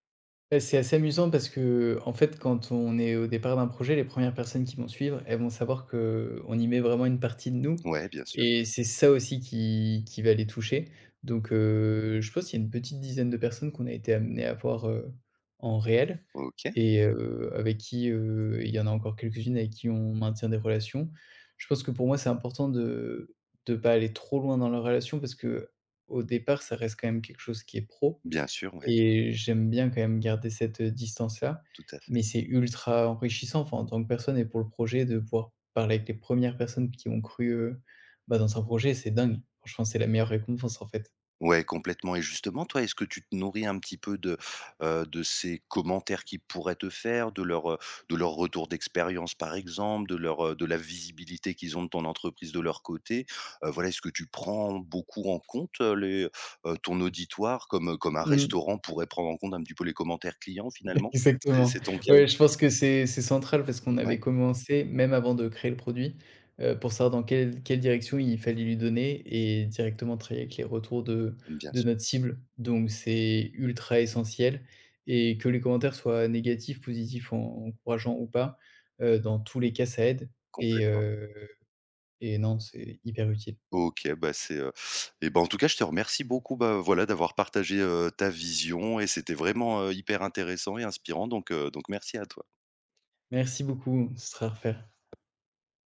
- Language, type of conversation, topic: French, podcast, Est-ce que tu trouves que le temps passé en ligne nourrit ou, au contraire, vide les liens ?
- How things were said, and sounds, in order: other background noise; tapping; stressed: "dingue"; joyful: "Exactement"; drawn out: "heu"